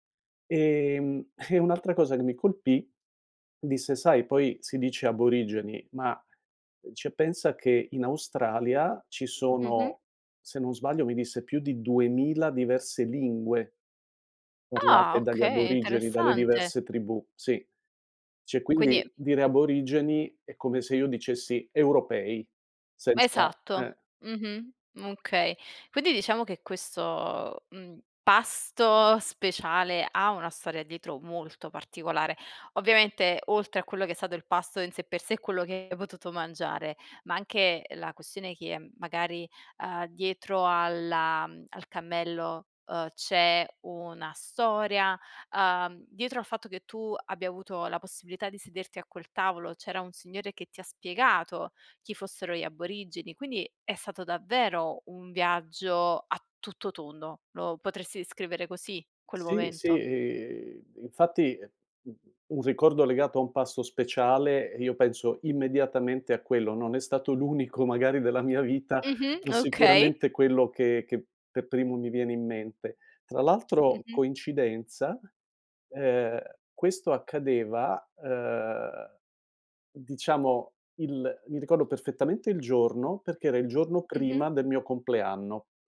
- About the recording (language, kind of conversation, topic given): Italian, podcast, Qual è un tuo ricordo legato a un pasto speciale?
- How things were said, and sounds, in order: laughing while speaking: "e"; "cioè" said as "ceh"; "Okay" said as "occhee"; tapping; "Cioè" said as "ceh"; unintelligible speech; laughing while speaking: "Okay"; "per" said as "pe"